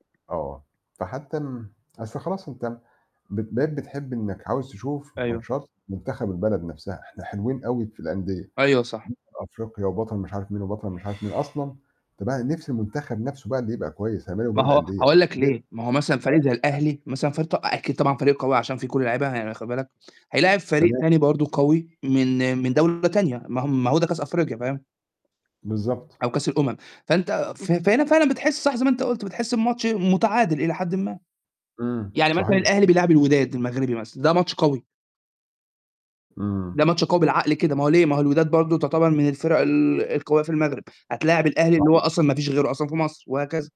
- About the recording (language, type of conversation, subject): Arabic, unstructured, إزاي الرياضة ممكن تحسّن مزاجك العام؟
- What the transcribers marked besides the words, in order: other background noise; other noise; unintelligible speech; unintelligible speech; distorted speech